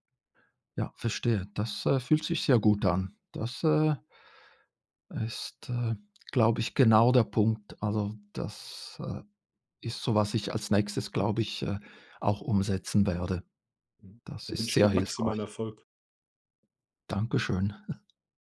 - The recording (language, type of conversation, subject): German, advice, Wie kann ich innere Motivation finden, statt mich nur von äußeren Anreizen leiten zu lassen?
- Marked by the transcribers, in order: chuckle